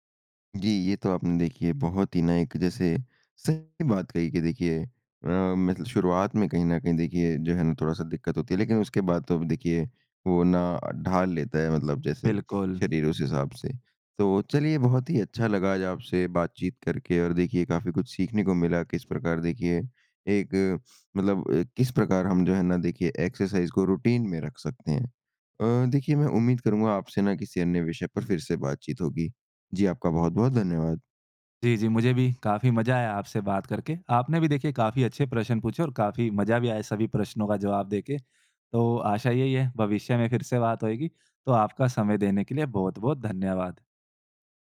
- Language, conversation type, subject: Hindi, podcast, रोज़ाना व्यायाम को अपनी दिनचर्या में बनाए रखने का सबसे अच्छा तरीका क्या है?
- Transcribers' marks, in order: sniff; in English: "एक्सरसाइज़"; in English: "रूटीन"